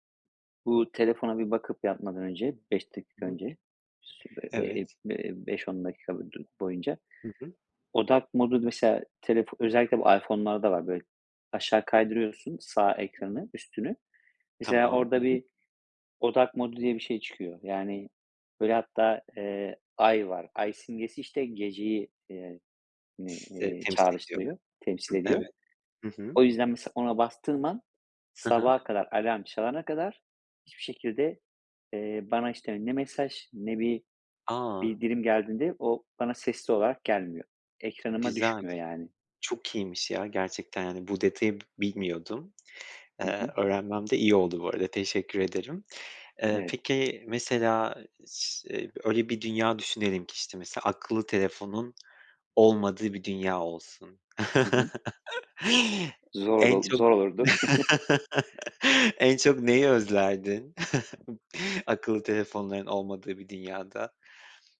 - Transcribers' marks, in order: tapping; other background noise; unintelligible speech; laugh; chuckle; laugh; chuckle
- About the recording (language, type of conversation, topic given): Turkish, podcast, Akıllı telefon hayatını kolaylaştırdı mı yoksa dağıttı mı?